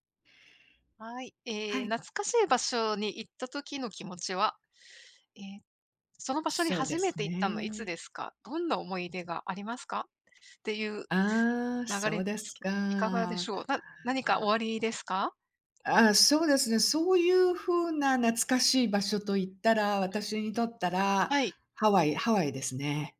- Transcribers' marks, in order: other background noise
- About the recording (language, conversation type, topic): Japanese, unstructured, 懐かしい場所を訪れたとき、どんな気持ちになりますか？